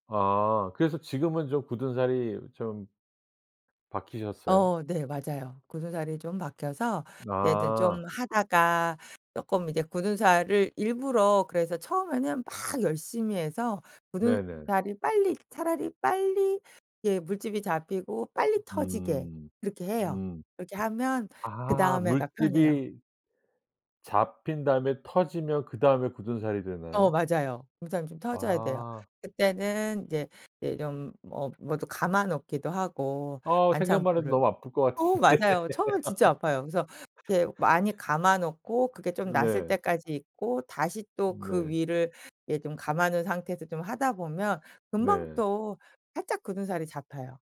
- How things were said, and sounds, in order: other background noise; laughing while speaking: "같은데"; laugh
- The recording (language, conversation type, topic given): Korean, podcast, 요즘 푹 빠져 있는 취미가 무엇인가요?